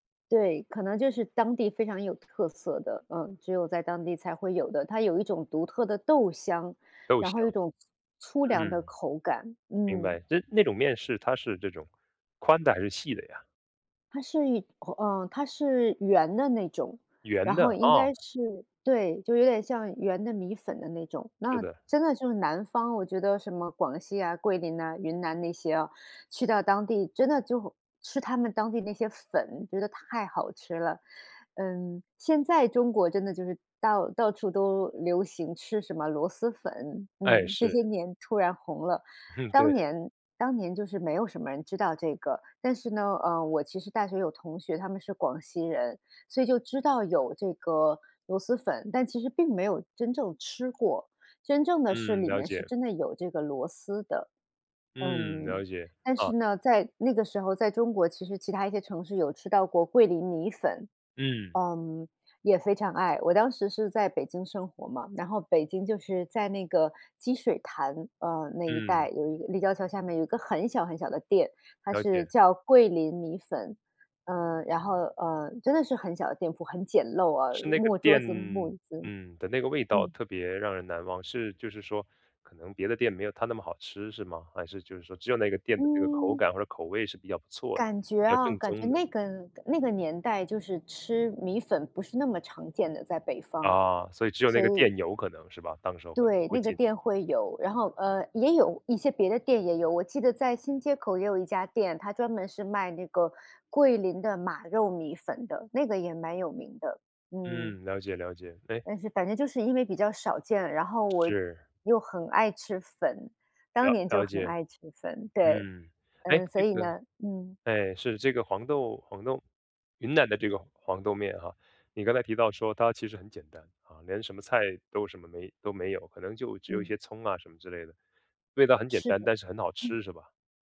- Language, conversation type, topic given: Chinese, podcast, 你有没有特别怀念的街头小吃？
- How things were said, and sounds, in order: laugh; other background noise